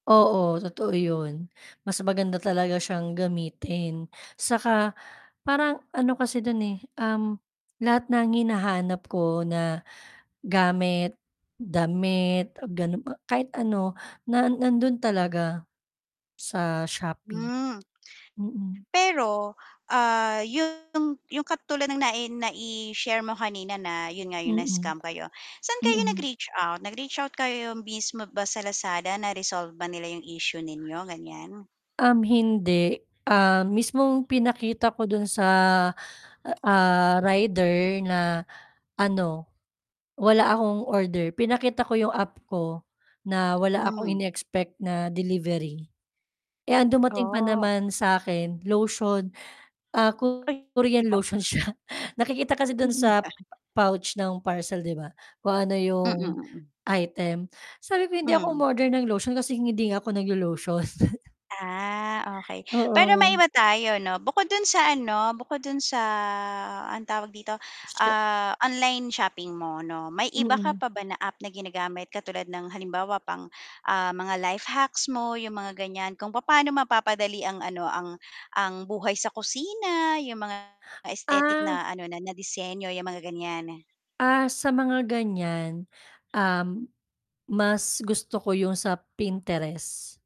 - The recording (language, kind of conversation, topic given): Filipino, podcast, Ano ang paborito mong aplikasyon, at bakit?
- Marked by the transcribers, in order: tapping; other background noise; distorted speech; static; laughing while speaking: "siya"; chuckle; drawn out: "Ah"